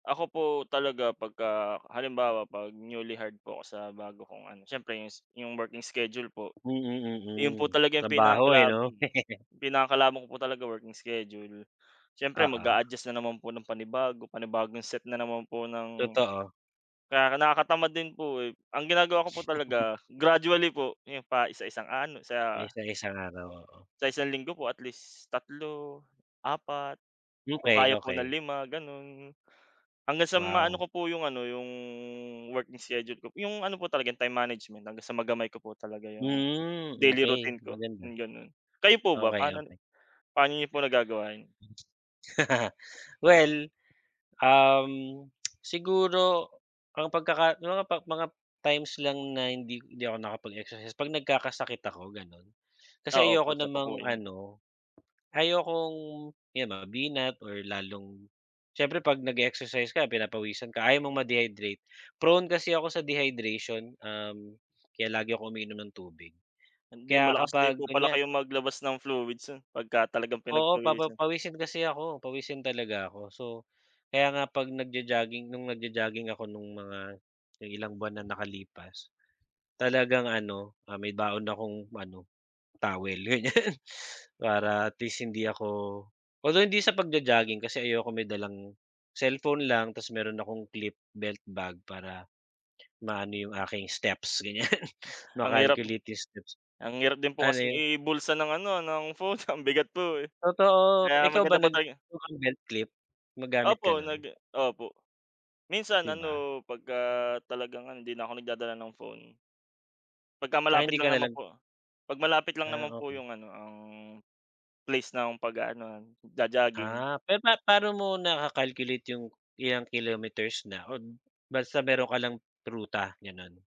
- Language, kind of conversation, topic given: Filipino, unstructured, Ano ang paborito mong paraan ng pag-eehersisyo?
- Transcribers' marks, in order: laugh; other background noise; scoff; drawn out: "'yong"; laugh; tsk; in English: "Prone"; in English: "dehydration"; laughing while speaking: "ganyan"; laughing while speaking: "ganyan"; laughing while speaking: "phone"; "ilang" said as "iyang"; "o" said as "od"